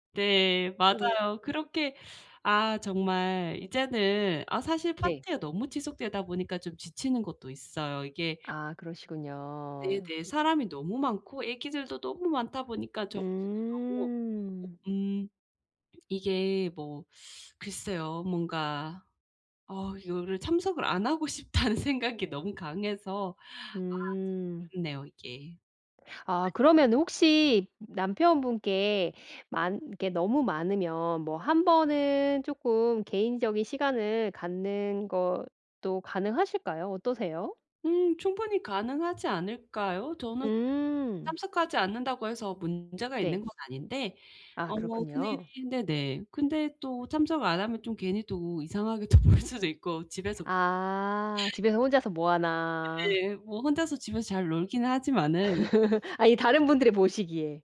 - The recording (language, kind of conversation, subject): Korean, advice, 특별한 날에 왜 혼자라고 느끼고 소외감이 드나요?
- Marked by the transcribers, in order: other background noise; laughing while speaking: "또 보일"; unintelligible speech; laugh